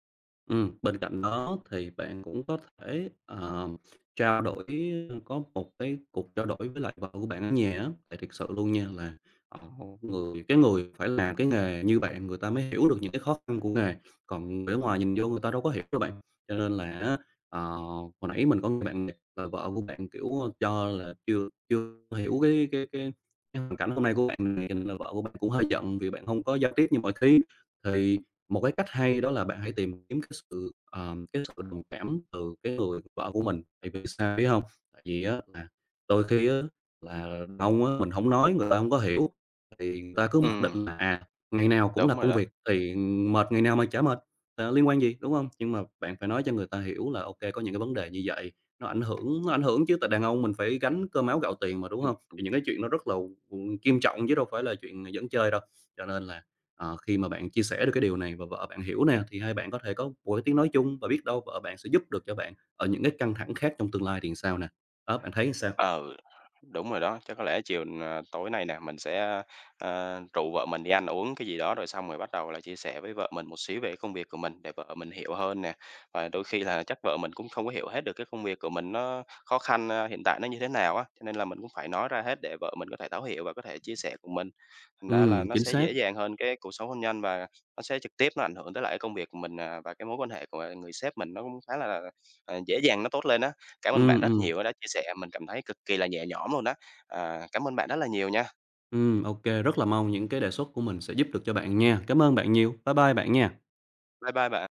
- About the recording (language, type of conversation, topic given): Vietnamese, advice, Mình nên làm gì khi bị sếp chỉ trích công việc trước mặt đồng nghiệp khiến mình xấu hổ và bối rối?
- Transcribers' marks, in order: other background noise; tapping